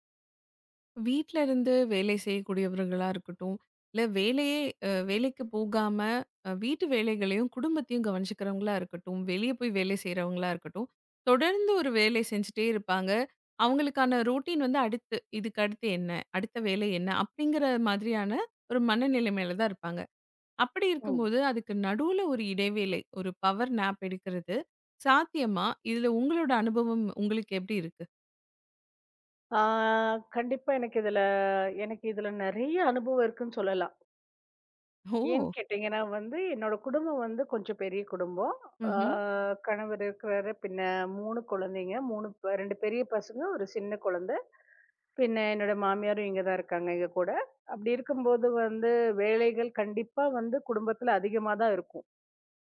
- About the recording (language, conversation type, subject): Tamil, podcast, சிறு ஓய்வுகள் எடுத்த பிறகு உங்கள் அனுபவத்தில் என்ன மாற்றங்களை கவனித்தீர்கள்?
- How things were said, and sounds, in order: in English: "ரொட்டின்"; in English: "பவர் நேப்"; other noise